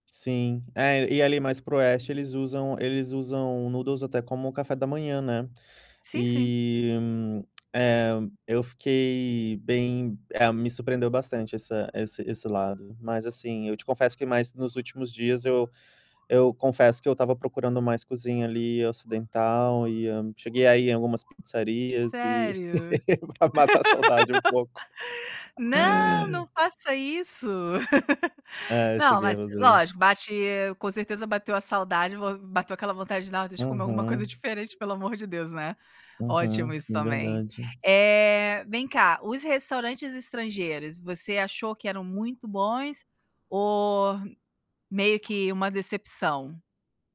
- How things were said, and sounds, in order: in English: "noodles"; drawn out: "E"; other background noise; laugh; laughing while speaking: "pra matar a saudade um pouco"; laugh; tapping; laugh; siren
- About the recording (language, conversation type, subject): Portuguese, podcast, Que lugar subestimado te surpreendeu positivamente?